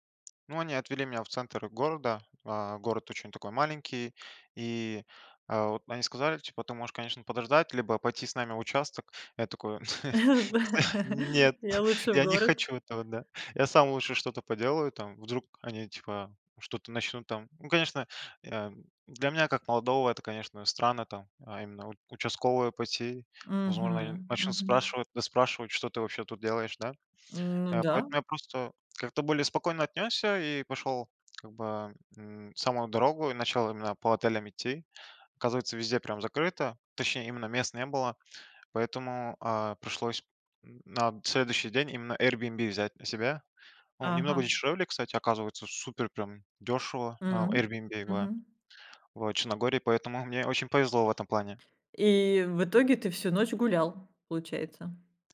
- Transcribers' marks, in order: tapping; laugh; unintelligible speech; other background noise
- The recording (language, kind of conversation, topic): Russian, podcast, Чему тебя научило путешествие без жёсткого плана?